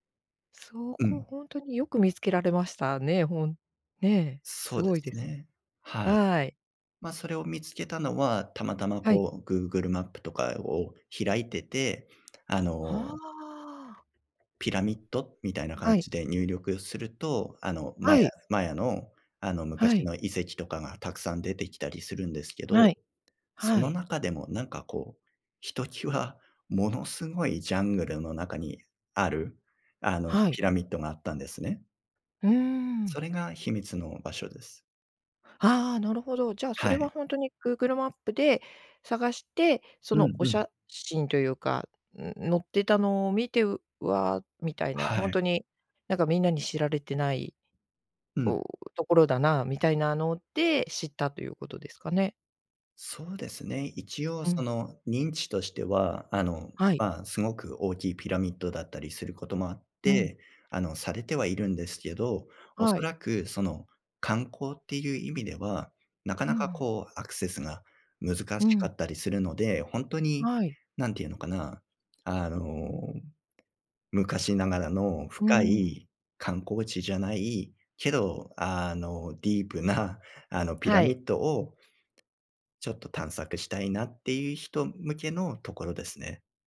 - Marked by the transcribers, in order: none
- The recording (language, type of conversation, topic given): Japanese, podcast, 旅で見つけた秘密の場所について話してくれますか？